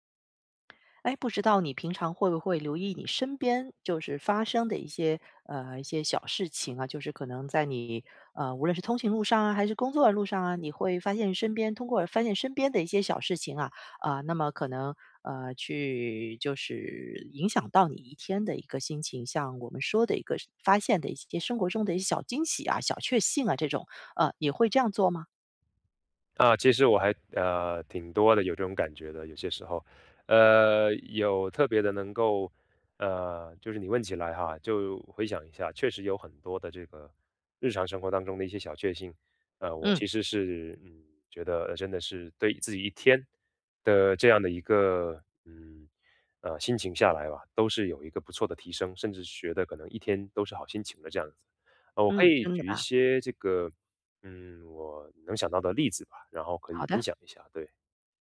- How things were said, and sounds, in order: other background noise; tapping
- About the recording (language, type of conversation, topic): Chinese, podcast, 能聊聊你日常里的小确幸吗？